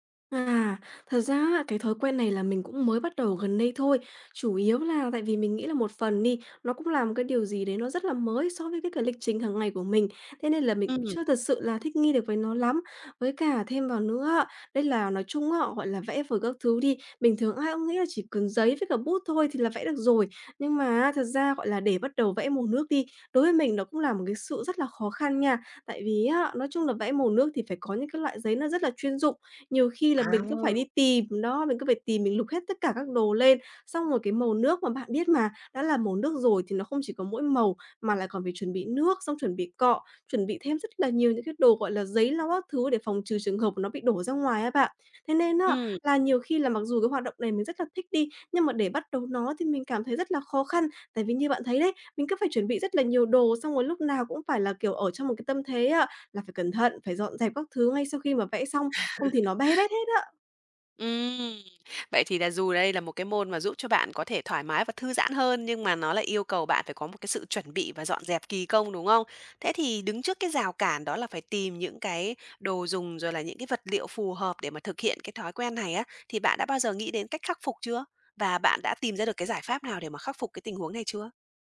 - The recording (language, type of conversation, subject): Vietnamese, advice, Làm thế nào để bắt đầu thói quen sáng tạo hằng ngày khi bạn rất muốn nhưng vẫn không thể bắt đầu?
- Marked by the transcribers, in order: tapping; other background noise; laugh